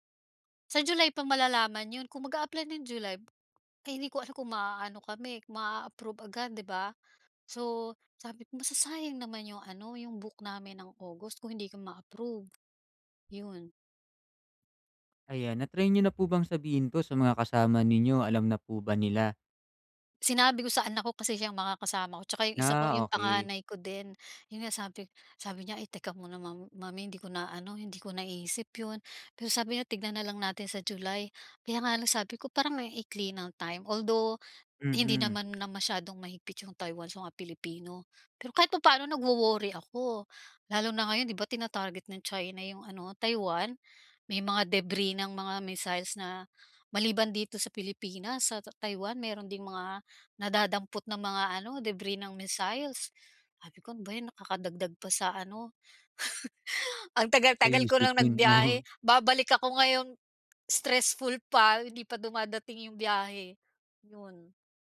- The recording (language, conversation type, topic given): Filipino, advice, Paano ko mababawasan ang stress kapag nagbibiyahe o nagbabakasyon ako?
- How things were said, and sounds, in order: chuckle